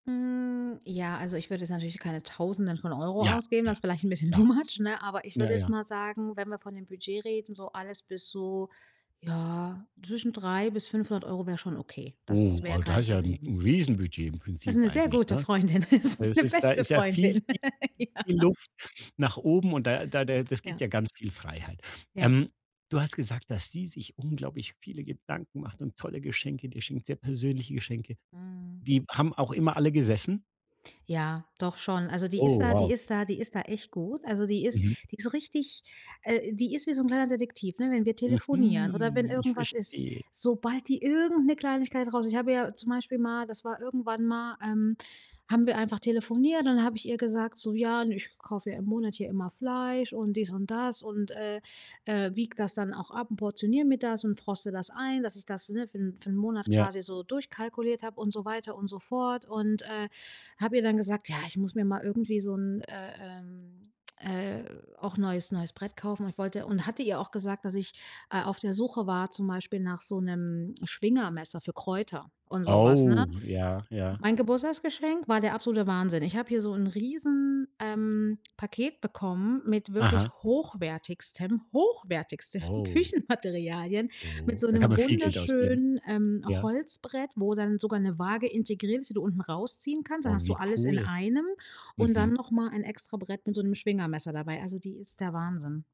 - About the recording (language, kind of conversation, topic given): German, advice, Welche persönlichen, durchdachten Geschenkideen eignen sich für jemanden, der schwer zu beschenken ist?
- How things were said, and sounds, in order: laughing while speaking: "too much"; in English: "too much"; laughing while speaking: "Freundin ist, meine"; giggle; laughing while speaking: "Ja"; stressed: "hochwertigsten"; laughing while speaking: "Küchenmaterialien"